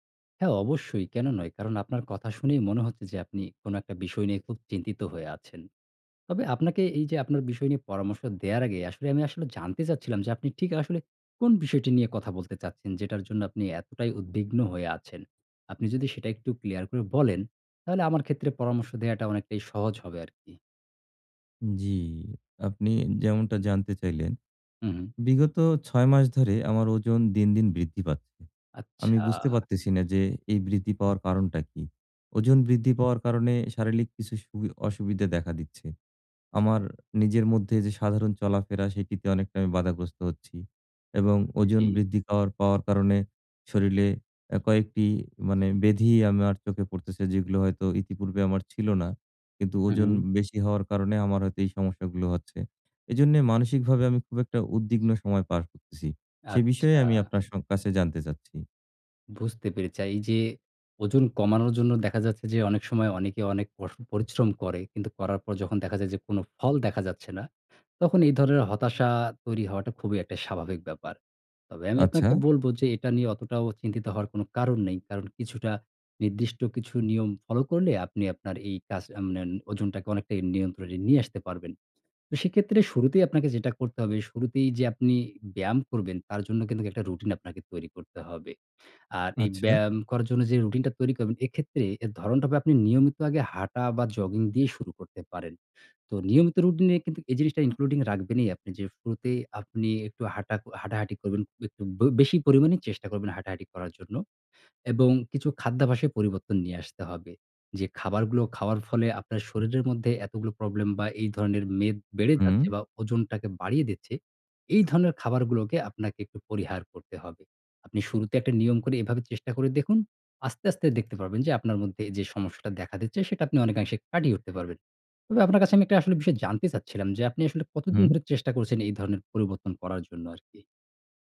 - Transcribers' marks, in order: "শারীরিক" said as "শারীলিক"; "শরীরে" said as "শরীলে"; "কিন্তু" said as "কিন্তুক"; in English: "including"
- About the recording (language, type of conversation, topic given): Bengali, advice, ওজন কমানোর জন্য চেষ্টা করেও ফল না পেলে কী করবেন?